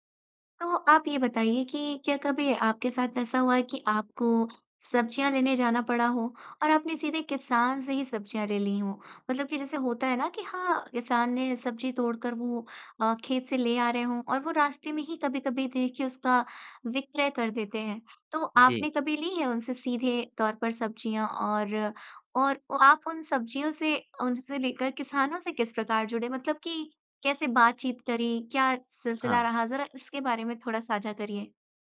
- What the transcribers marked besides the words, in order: none
- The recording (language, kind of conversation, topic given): Hindi, podcast, क्या आपने कभी किसान से सीधे सब्ज़ियाँ खरीदी हैं, और आपका अनुभव कैसा रहा?